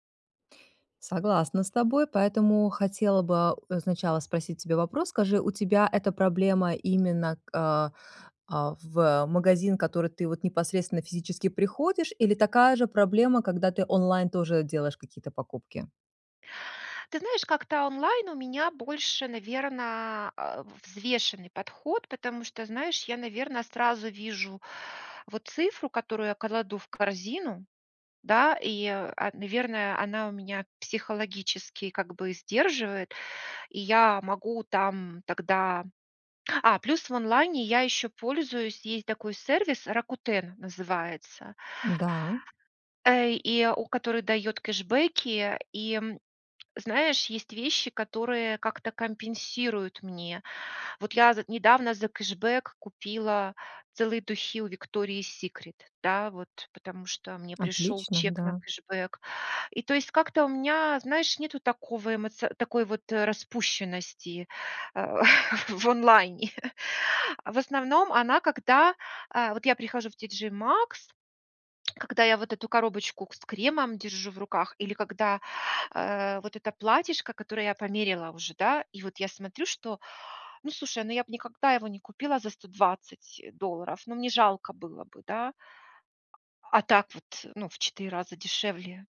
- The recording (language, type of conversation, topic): Russian, advice, Почему я постоянно поддаюсь импульсу совершать покупки и не могу сэкономить?
- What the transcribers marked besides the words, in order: laughing while speaking: "в онлайне"; tapping